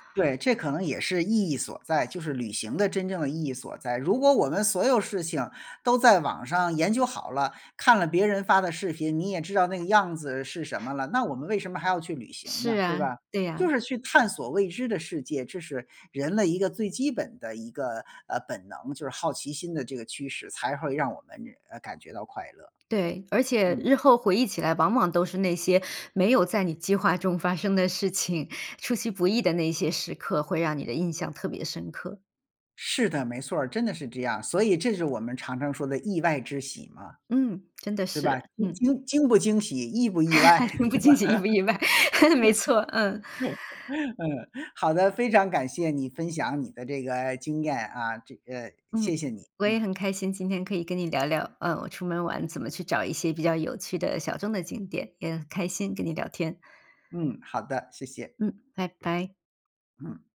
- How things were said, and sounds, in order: laughing while speaking: "惊不惊，喜意不意外，没错"; laugh; laughing while speaking: "对吧？嗯"
- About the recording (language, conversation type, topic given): Chinese, podcast, 你是如何找到有趣的冷门景点的？